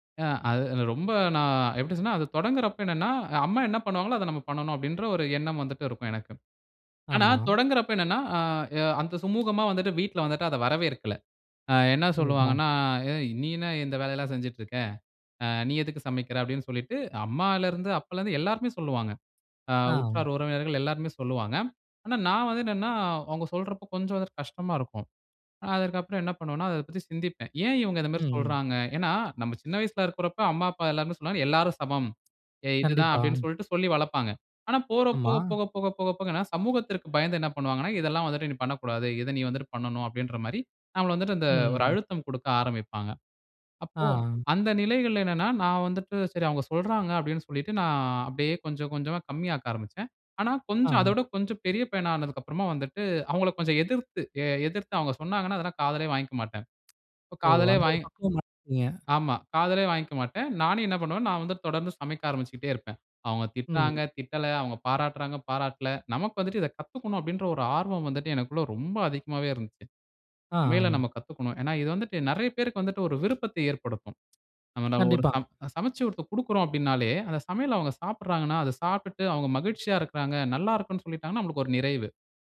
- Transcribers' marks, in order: put-on voice: "அந்த ஒரு பக்குவம் அடஞ்சிட்டீங்க"
- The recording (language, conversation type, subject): Tamil, podcast, சமையல் உங்கள் மனநிறைவை எப்படி பாதிக்கிறது?